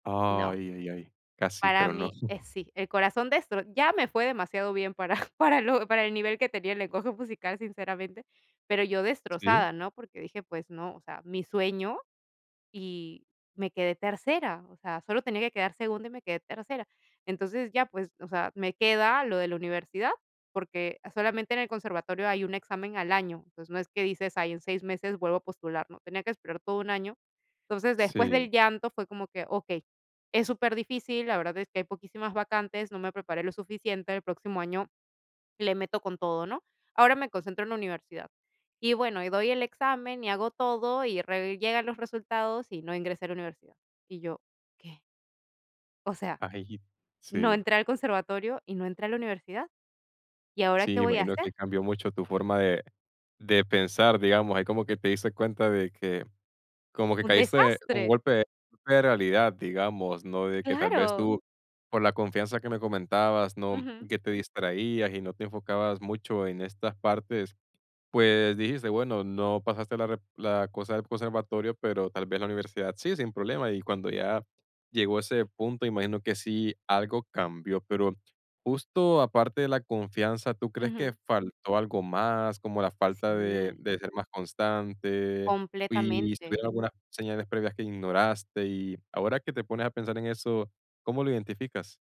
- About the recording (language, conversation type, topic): Spanish, podcast, ¿Has tenido alguna experiencia en la que aprender de un error cambió tu rumbo?
- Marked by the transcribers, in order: unintelligible speech; chuckle; other noise